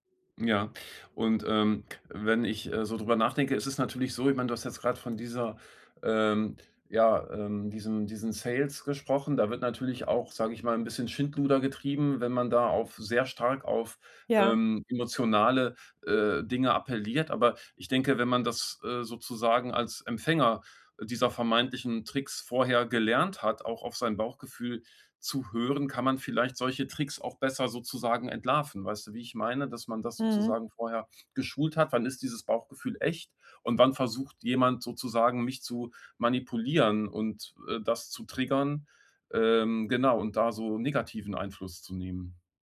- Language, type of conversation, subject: German, podcast, Erzähl mal von einer Entscheidung, bei der du auf dein Bauchgefühl gehört hast?
- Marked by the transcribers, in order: none